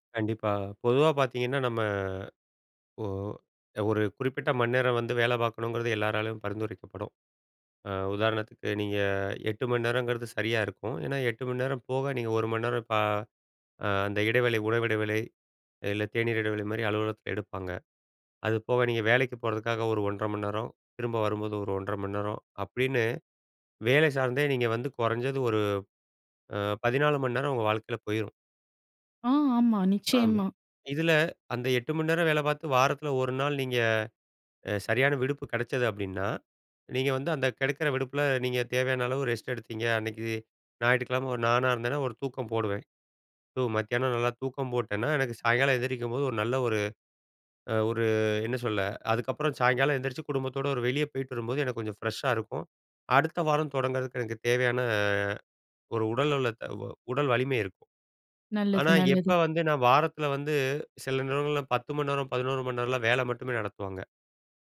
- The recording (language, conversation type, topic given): Tamil, podcast, உடல் உங்களுக்கு ஓய்வு சொல்லும்போது நீங்கள் அதை எப்படி கேட்கிறீர்கள்?
- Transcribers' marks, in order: "மணி" said as "மண்"; "மணி" said as "மண்"; "மணி" said as "மண்"; "மணி" said as "மண்"; "மணி" said as "மண்"; "மணி" said as "மண்"; "மணி" said as "மண்"; in English: "ஃப்ரெஷ்ஷா"; drawn out: "தேவையான"